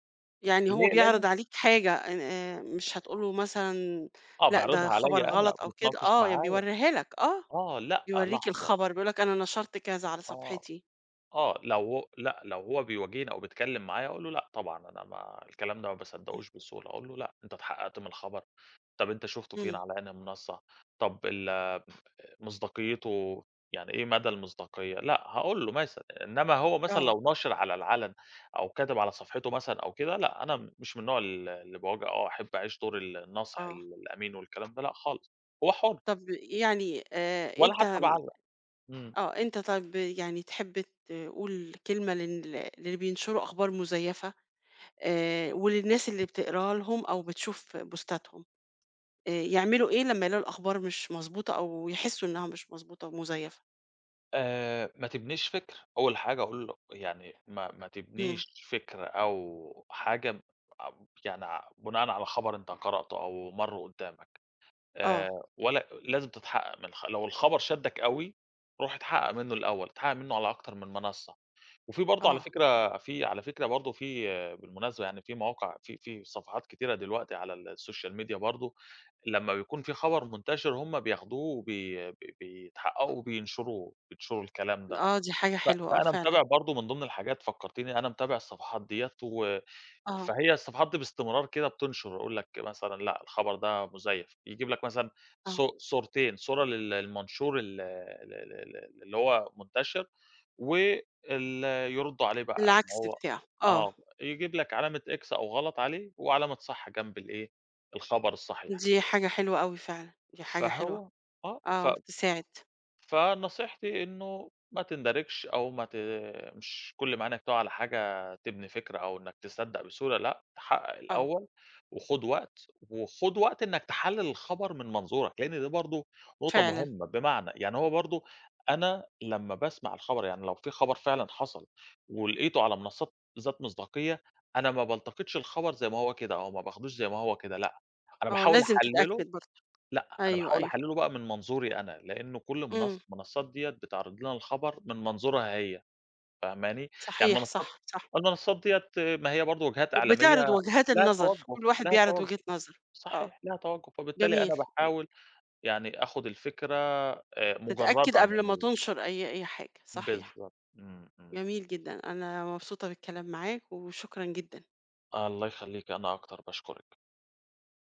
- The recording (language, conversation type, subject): Arabic, podcast, إزاي بتتعامل مع الأخبار الكدابة على الإنترنت؟
- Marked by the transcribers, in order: unintelligible speech; tapping; unintelligible speech; other background noise; in English: "بوستَاتْهم"; in English: "الSocial Media"; in English: "x"; unintelligible speech